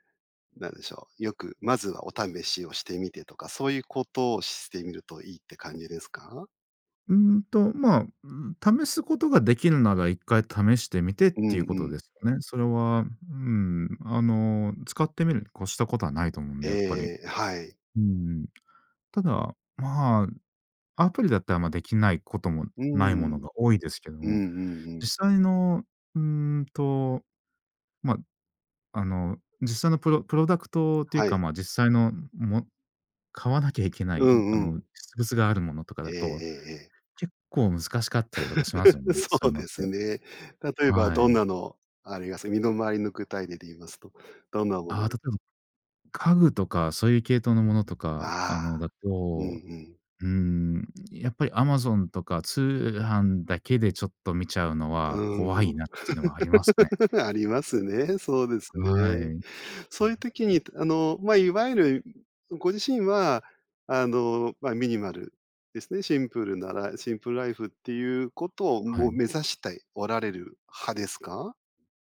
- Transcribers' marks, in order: in English: "プロダクト"; laugh; other background noise; laugh; other noise
- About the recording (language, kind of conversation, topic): Japanese, podcast, ミニマルと見せかけのシンプルの違いは何ですか？